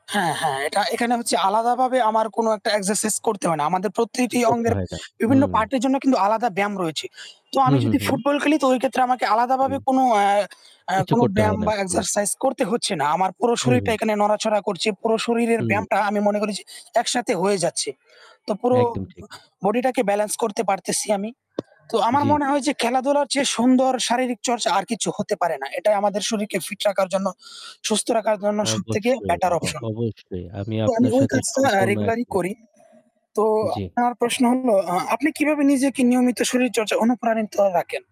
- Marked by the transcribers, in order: static; distorted speech; horn
- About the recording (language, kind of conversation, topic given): Bengali, unstructured, আপনি কীভাবে আপনার দৈনিক শরীরচর্চা শুরু করেন?